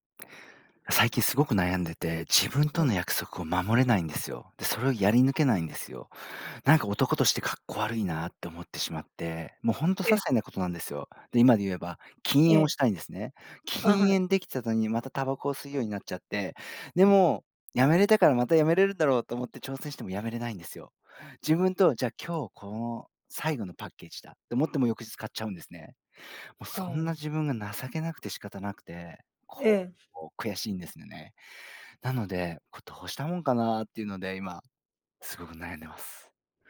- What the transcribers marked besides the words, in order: other background noise; tapping
- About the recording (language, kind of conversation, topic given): Japanese, advice, 自分との約束を守れず、目標を最後までやり抜けないのはなぜですか？